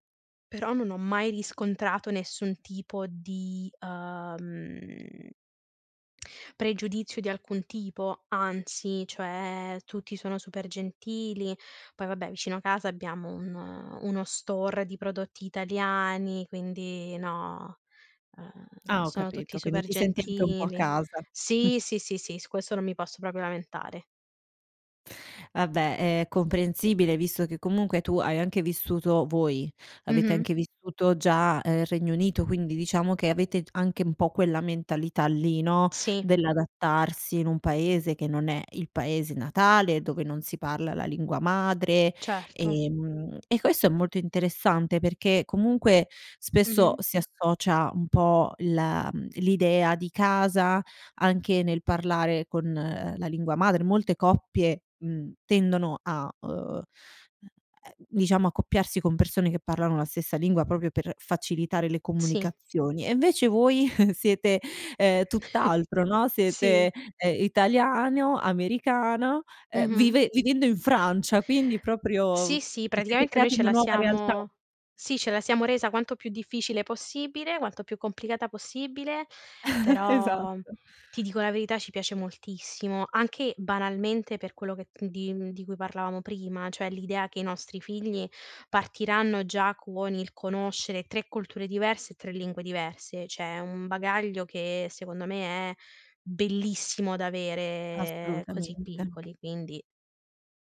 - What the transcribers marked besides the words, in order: tapping; "proprio" said as "propio"; other background noise; "proprio" said as "propio"; chuckle; "italiano" said as "italianeo"; chuckle; laughing while speaking: "Esatto"; "cioè" said as "ceh"
- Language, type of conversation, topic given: Italian, podcast, Che ruolo ha la lingua nella tua identità?